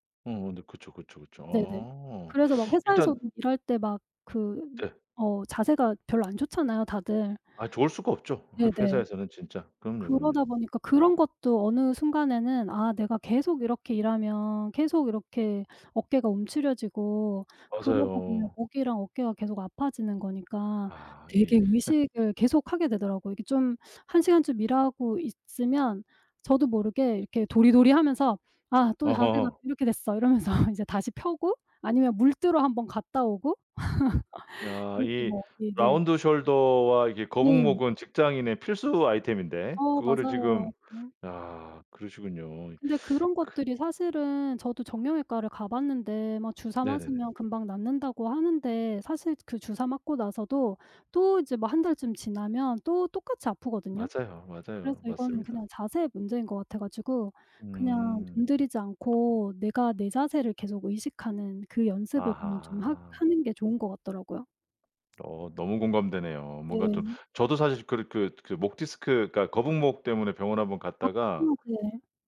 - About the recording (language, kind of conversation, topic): Korean, podcast, 나쁜 습관을 끊고 새 습관을 만드는 데 어떤 방법이 가장 효과적이었나요?
- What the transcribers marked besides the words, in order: other background noise; laugh; laughing while speaking: "이러면서"; laugh